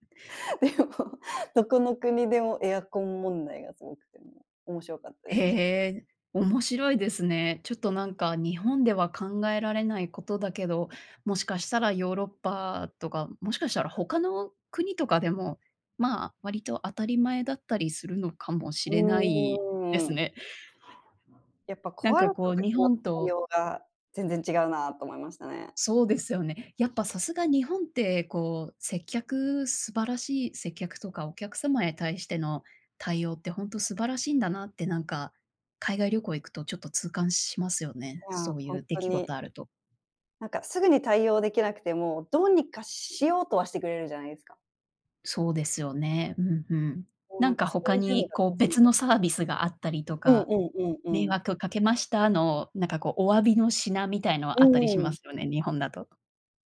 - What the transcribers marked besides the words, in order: laughing while speaking: "でも、どこの国でも"; unintelligible speech
- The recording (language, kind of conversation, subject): Japanese, podcast, 一番忘れられない旅行の話を聞かせてもらえますか？